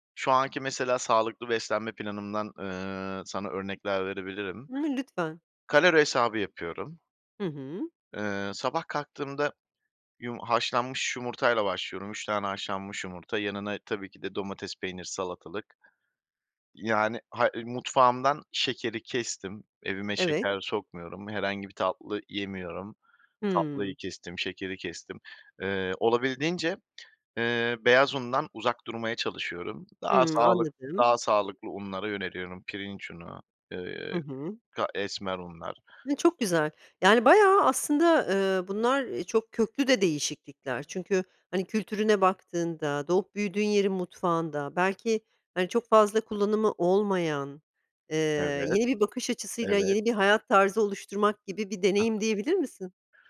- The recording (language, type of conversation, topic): Turkish, podcast, Sağlıklı beslenmeyi günlük hayatına nasıl entegre ediyorsun?
- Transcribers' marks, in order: unintelligible speech; tapping; other background noise; unintelligible speech